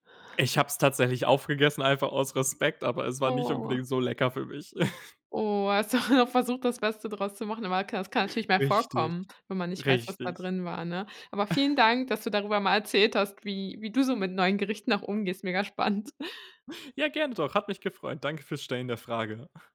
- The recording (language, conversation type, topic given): German, podcast, Wie gehst du vor, wenn du neue Gerichte probierst?
- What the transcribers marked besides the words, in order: drawn out: "Oh"; chuckle; drawn out: "Oh"; laughing while speaking: "Hast du"; chuckle; chuckle; laughing while speaking: "Mega spannend"; chuckle